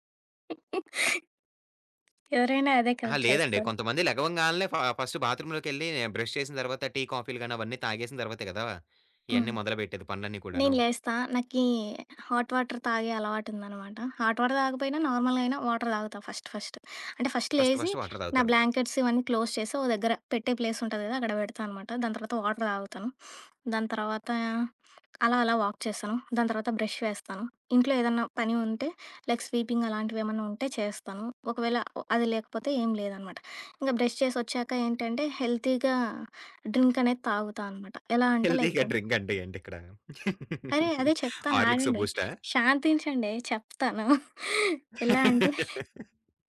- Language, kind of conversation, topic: Telugu, podcast, ఉదయం లేవగానే మీరు చేసే పనులు ఏమిటి, మీ చిన్న అలవాట్లు ఏవి?
- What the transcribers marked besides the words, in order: chuckle; other background noise; in English: "ఫ ఫస్ట్ బాత్రూమ్‌లోకెళ్లి బ్రష్"; in English: "హాట్ వాటర్"; in English: "హాట్ వాటర్"; in English: "నార్మల్‌గా"; in English: "వాటర్"; in English: "ఫస్ట్ ఫస్ట్"; in English: "ఫస్ట్"; in English: "ఫస్ట్ ఫస్ట్ వాటర్"; in English: "బ్లాంకెట్స్"; in English: "క్లోజ్"; in English: "ప్లేస్"; in English: "వాటర్"; sniff; tapping; in English: "వాక్"; in English: "బ్రష్"; in English: "లైక్ స్వీపింగ్"; in English: "బ్రష్"; in English: "హెల్తీగా డ్రింక్"; laughing while speaking: "హెల్తీగా డ్రింక్"; in English: "హెల్తీగా డ్రింక్"; in English: "లైక్"; giggle; chuckle; laugh